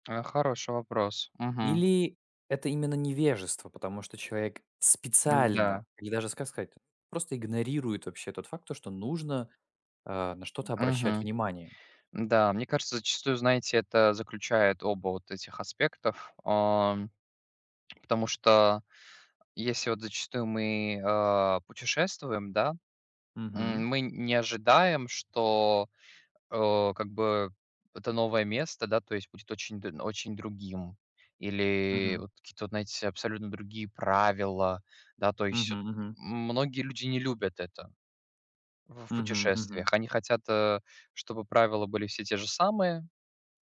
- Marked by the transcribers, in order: tapping; other background noise; grunt
- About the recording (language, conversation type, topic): Russian, unstructured, Почему люди во время путешествий часто пренебрегают местными обычаями?